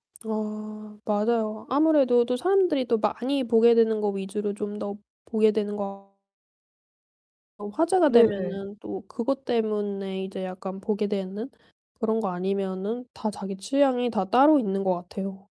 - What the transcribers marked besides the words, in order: other background noise; distorted speech
- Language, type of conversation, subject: Korean, podcast, 어릴 때 보던 TV 프로그램 중에서 가장 기억에 남는 것은 무엇인가요?
- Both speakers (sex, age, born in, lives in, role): female, 25-29, South Korea, Sweden, host; female, 25-29, South Korea, United States, guest